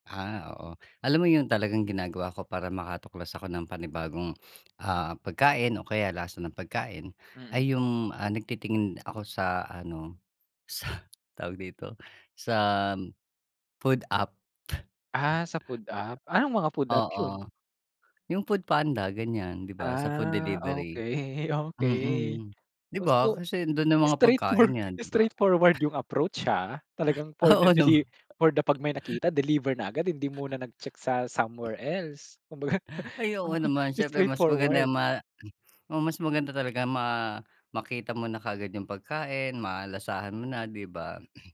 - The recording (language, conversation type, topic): Filipino, podcast, Ano ang paborito mong paraan para tuklasin ang mga bagong lasa?
- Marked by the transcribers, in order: blowing; blowing; chuckle; other background noise; drawn out: "Ah"; laughing while speaking: "okey okey"; laughing while speaking: "for"; throat clearing; laughing while speaking: "Oo nama"; throat clearing; laughing while speaking: "kumbaga"; chuckle; throat clearing